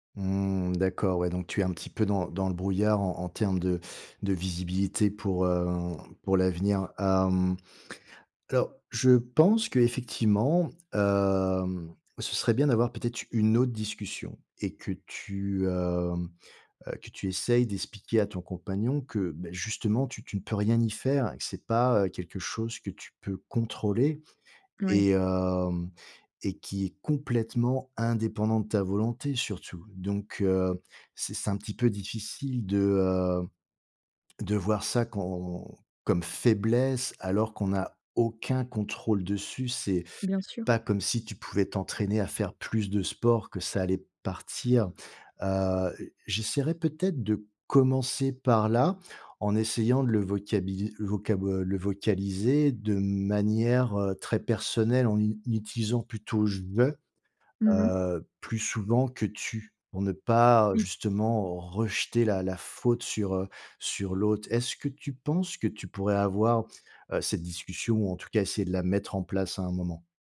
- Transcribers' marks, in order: drawn out: "hem"; stressed: "aucun"; stressed: "je"
- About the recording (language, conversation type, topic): French, advice, Dire ses besoins sans honte